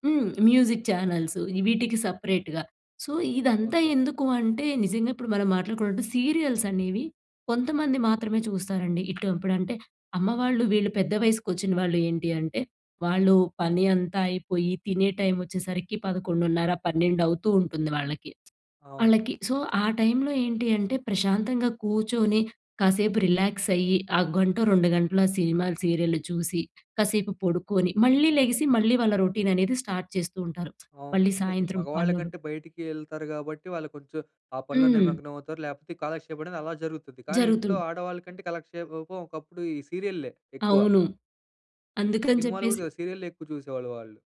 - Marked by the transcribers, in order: in English: "సపరేట్‌గా. సో"; in English: "సీరియల్స్"; in English: "సో"; in English: "రిలాక్స్"; in English: "రొటీన్"; in English: "స్టార్ట్"
- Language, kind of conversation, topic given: Telugu, podcast, బిగ్ స్క్రీన్ vs చిన్న స్క్రీన్ అనుభవం గురించి నీ అభిప్రాయం ఏమిటి?